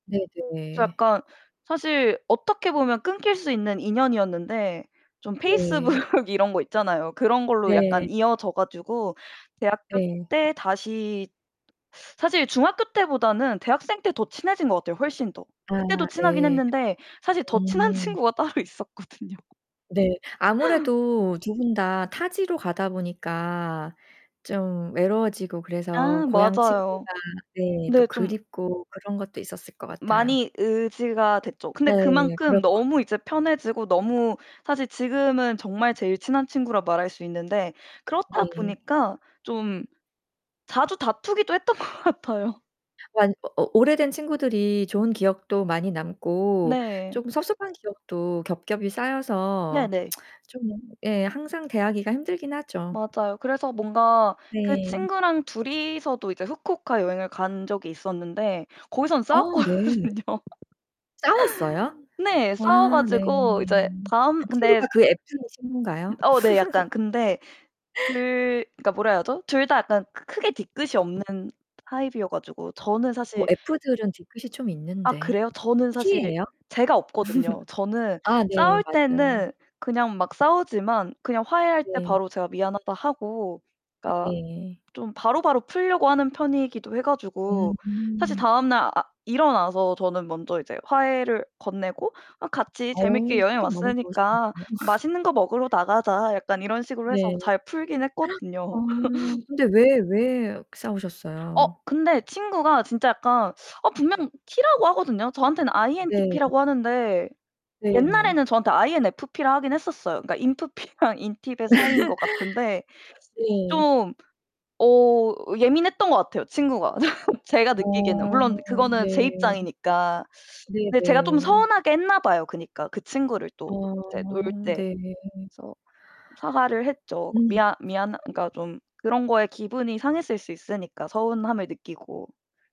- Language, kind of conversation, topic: Korean, podcast, 친구들과 함께한 여행 중 가장 기억에 남는 순간은 무엇인가요?
- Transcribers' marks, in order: distorted speech; laugh; laughing while speaking: "따로 있었거든요"; tapping; laughing while speaking: "것 같아요"; tsk; laughing while speaking: "싸웠거든요"; laugh; laugh; laugh; laugh; laugh; laughing while speaking: "인프피랑"; laugh